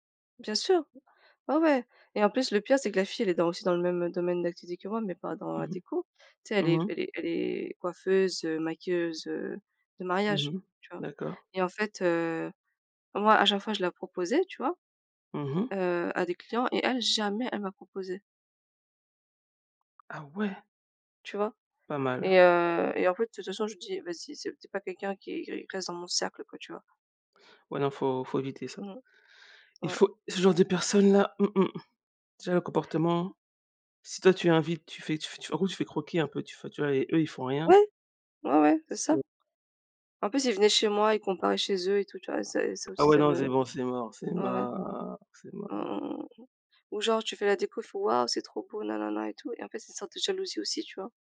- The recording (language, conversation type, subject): French, unstructured, Comment décrirais-tu ta relation avec ta famille ?
- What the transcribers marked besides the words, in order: other noise; stressed: "jamais"; tapping; "c'est" said as "z'est"; drawn out: "mort"